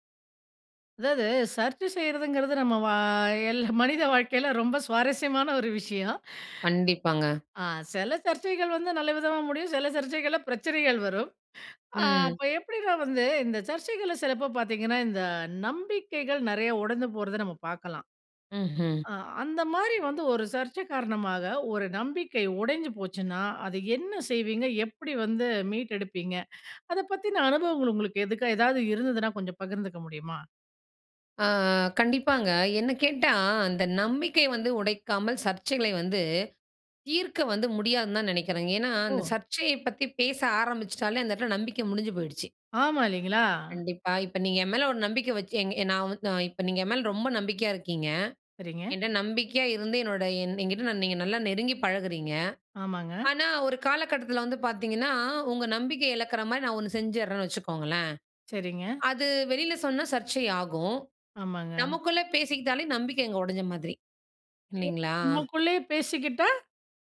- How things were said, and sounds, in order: "சர்ச்சை" said as "சர்ச்"; laughing while speaking: "மனித வாழ்க்கையில ரொம்ப சுவாரஸ்யமான ஒரு விஷயம்"; other background noise
- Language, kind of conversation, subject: Tamil, podcast, நம்பிக்கையை உடைக்காமல் சர்ச்சைகளை தீர்க்க எப்படி செய்கிறீர்கள்?